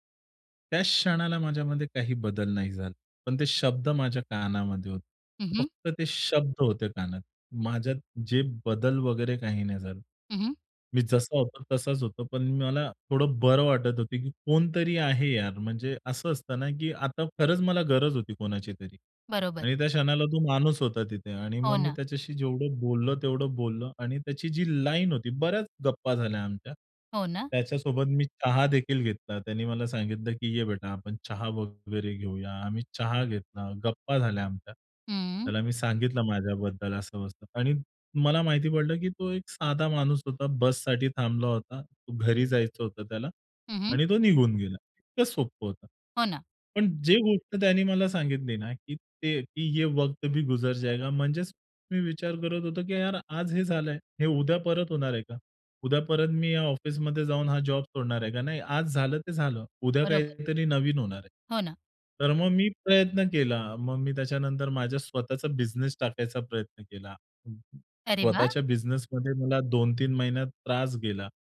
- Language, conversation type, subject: Marathi, podcast, रस्त्यावरील एखाद्या अपरिचिताने तुम्हाला दिलेला सल्ला तुम्हाला आठवतो का?
- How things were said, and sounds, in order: in English: "लाईन"; in Hindi: "ये वक्त भी गुजर जाएगा"; in English: "जॉब"; in English: "बिझनेस"; other background noise